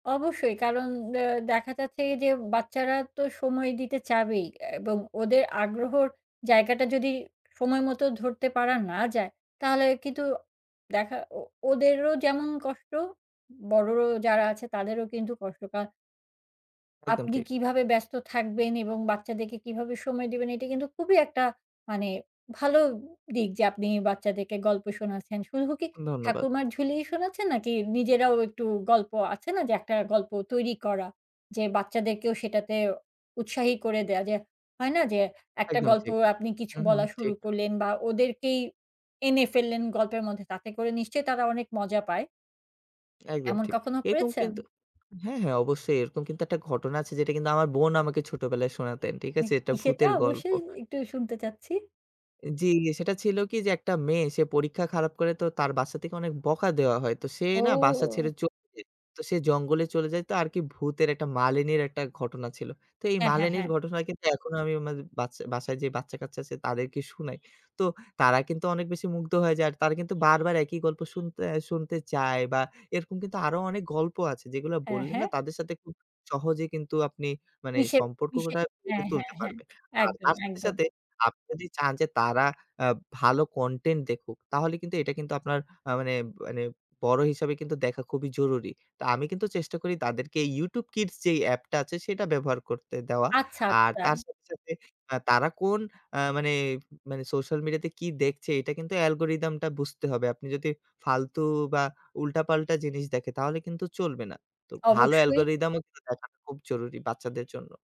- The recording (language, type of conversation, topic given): Bengali, podcast, ফোনের স্ক্রিন টাইম কমাতে কোন কৌশলগুলো সবচেয়ে বেশি কাজে লাগে?
- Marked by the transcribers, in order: tapping; horn